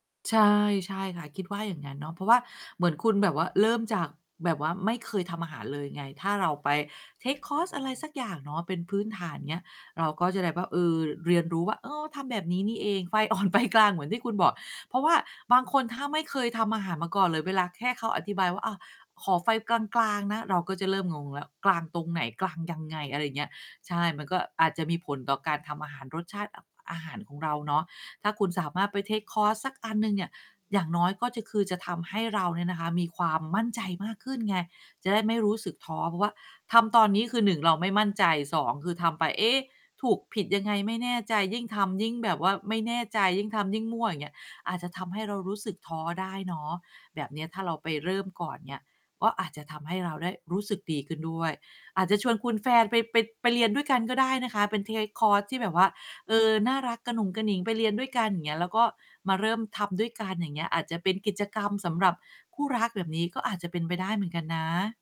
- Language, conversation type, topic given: Thai, advice, ฉันรู้สึกท้อมากจนไม่กล้าลงมือทำสิ่งที่สำคัญ ควรจัดการอย่างไรดี?
- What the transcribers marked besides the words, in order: in English: "เทกคอร์ส"; laughing while speaking: "อ่อน ไฟกลาง"; in English: "เทกคอร์ส"; in English: "เทกคอร์ส"